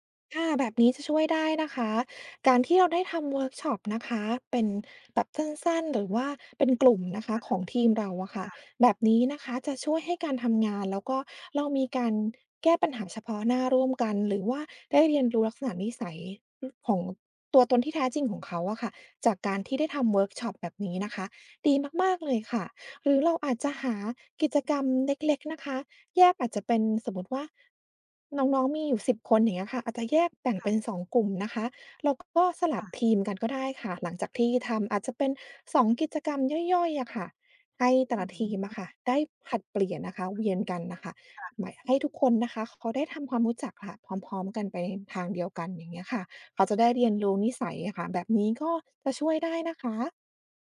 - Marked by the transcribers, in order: unintelligible speech
- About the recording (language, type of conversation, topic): Thai, advice, เริ่มงานใหม่แล้วกลัวปรับตัวไม่ทัน